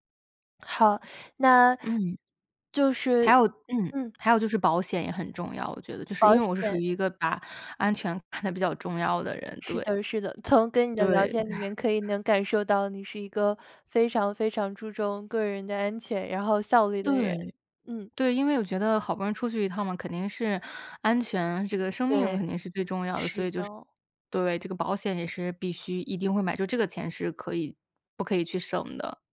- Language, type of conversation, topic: Chinese, podcast, 你更倾向于背包游还是跟团游，为什么？
- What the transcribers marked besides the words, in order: chuckle